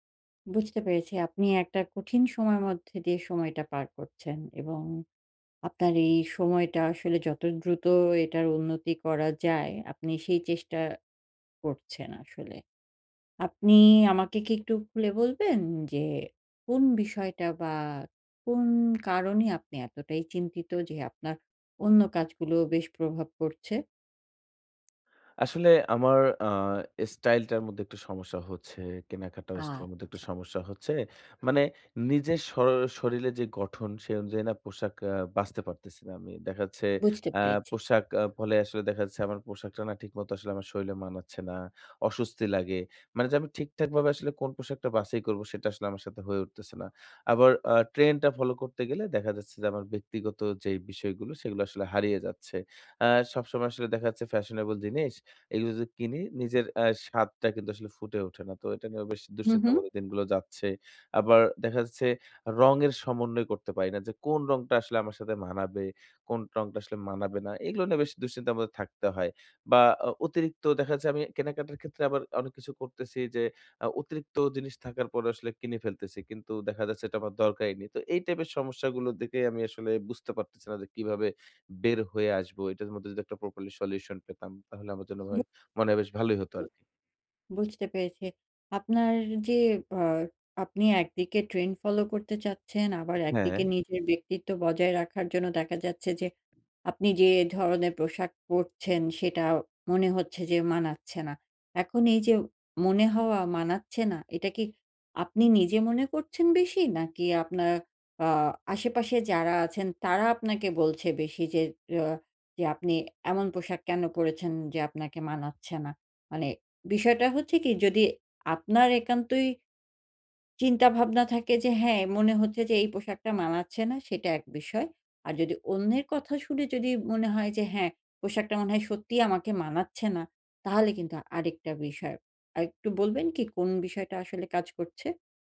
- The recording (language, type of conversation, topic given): Bengali, advice, আমি কীভাবে আমার পোশাকের স্টাইল উন্নত করে কেনাকাটা আরও সহজ করতে পারি?
- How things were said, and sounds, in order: other background noise; tapping